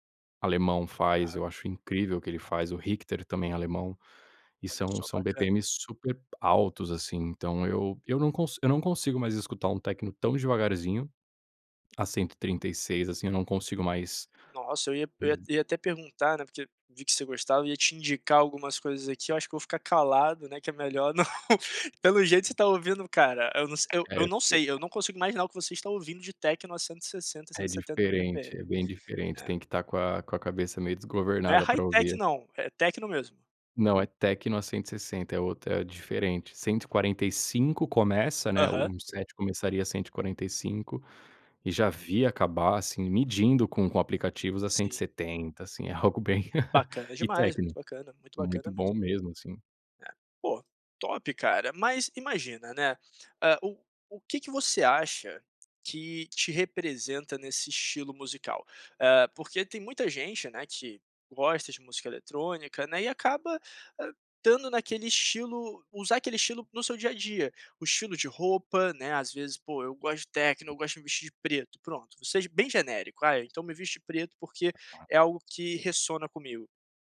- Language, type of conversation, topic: Portuguese, podcast, Qual música te define hoje?
- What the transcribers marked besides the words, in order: tapping; laughing while speaking: "não"; laugh; "poxa" said as "pô"; "poxa" said as "pô"; unintelligible speech